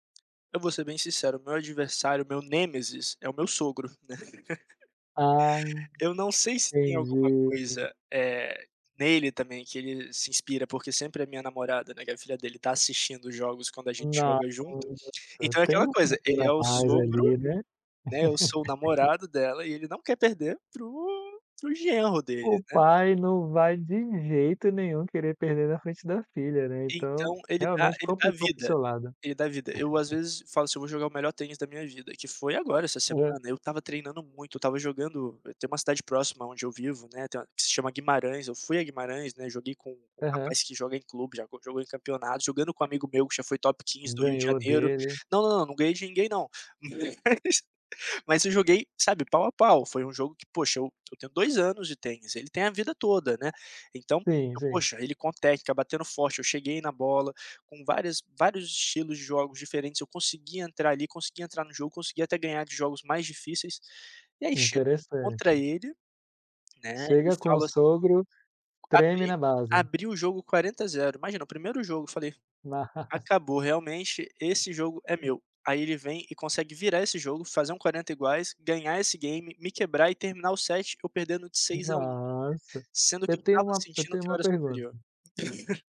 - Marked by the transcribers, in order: tapping; laugh; laugh; chuckle; unintelligible speech; chuckle; laugh; other background noise; laugh
- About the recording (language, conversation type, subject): Portuguese, podcast, Como você lida com a frustração quando algo não dá certo no seu hobby?